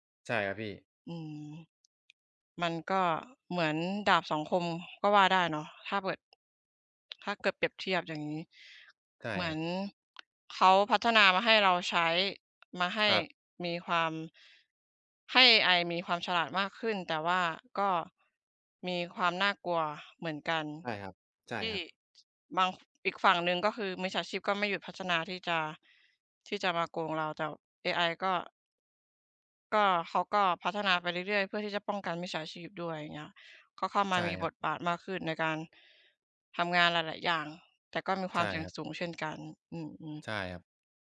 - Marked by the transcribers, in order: tapping; other background noise
- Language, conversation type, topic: Thai, unstructured, เทคโนโลยีได้เปลี่ยนแปลงวิถีชีวิตของคุณอย่างไรบ้าง?